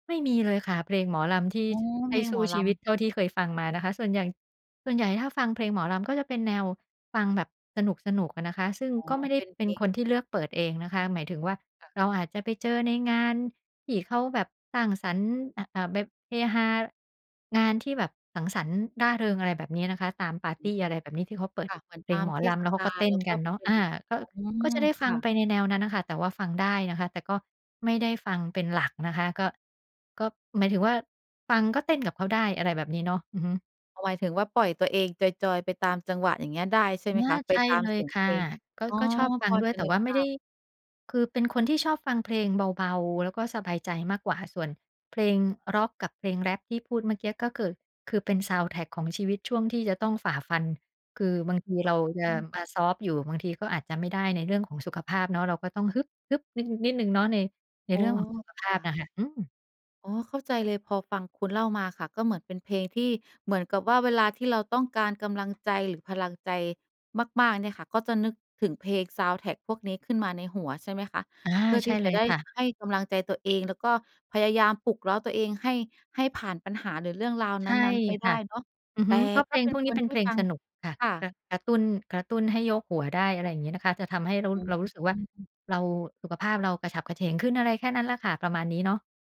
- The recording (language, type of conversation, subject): Thai, podcast, เพลงอะไรที่คุณรู้สึกว่าเป็นเพลงประกอบชีวิตของคุณ?
- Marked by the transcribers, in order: tapping; other background noise; unintelligible speech